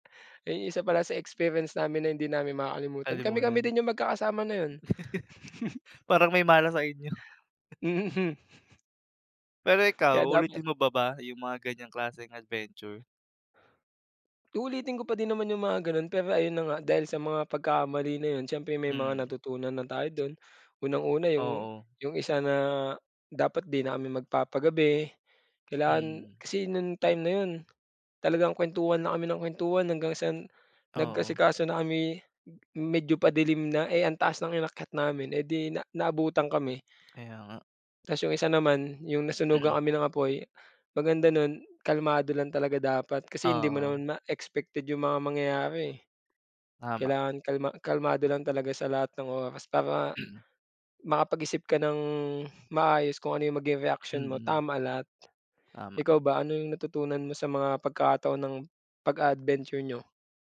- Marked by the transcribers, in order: chuckle; chuckle; tapping; throat clearing; throat clearing
- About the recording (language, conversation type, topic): Filipino, unstructured, Ano ang isang pakikipagsapalaran na hindi mo malilimutan kahit nagdulot ito ng hirap?